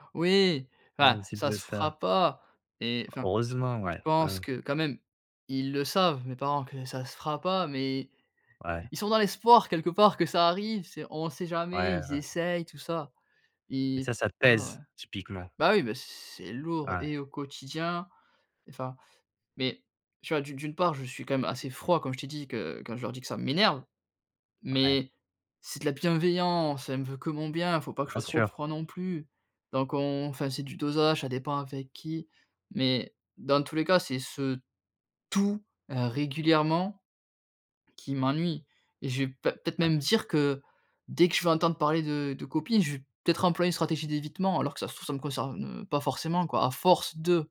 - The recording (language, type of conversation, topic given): French, advice, Comment gérez-vous la pression familiale pour avoir des enfants ?
- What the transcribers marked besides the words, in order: stressed: "pèse"